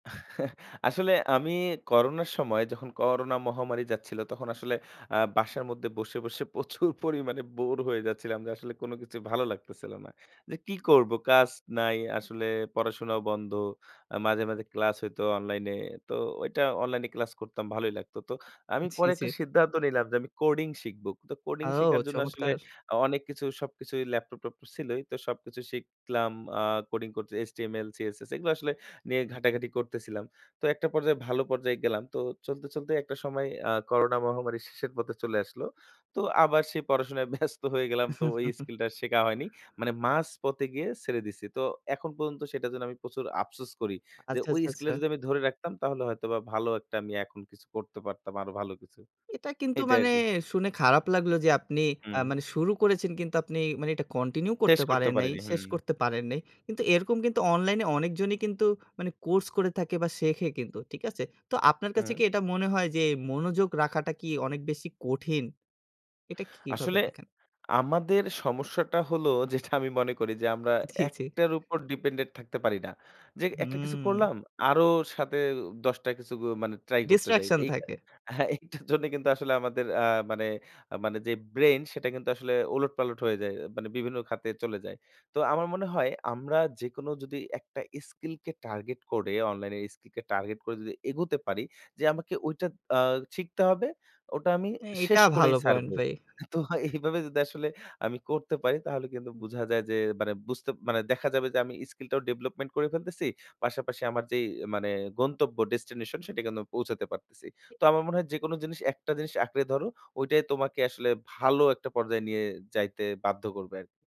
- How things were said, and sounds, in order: chuckle; laughing while speaking: "প্রচুর পরিমাণে বোর হয়ে যাচ্ছিলাম"; tapping; other background noise; chuckle; chuckle; chuckle; laughing while speaking: "হ্যাঁ, এটার জন্য কিন্তু"; laughing while speaking: "তো এইভাবে যদি আসলে"
- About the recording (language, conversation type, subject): Bengali, podcast, অনলাইন শেখার সবচেয়ে বড় সুবিধা ও অসুবিধা